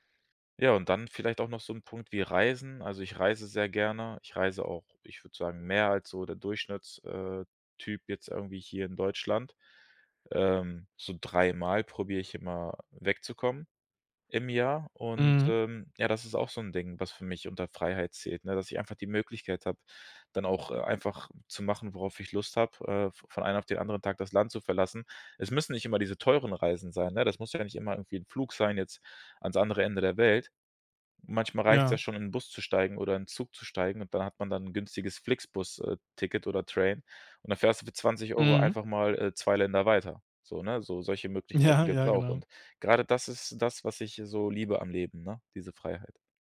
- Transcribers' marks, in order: laughing while speaking: "Ja"
- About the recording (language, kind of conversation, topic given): German, podcast, Mal ehrlich: Was ist dir wichtiger – Sicherheit oder Freiheit?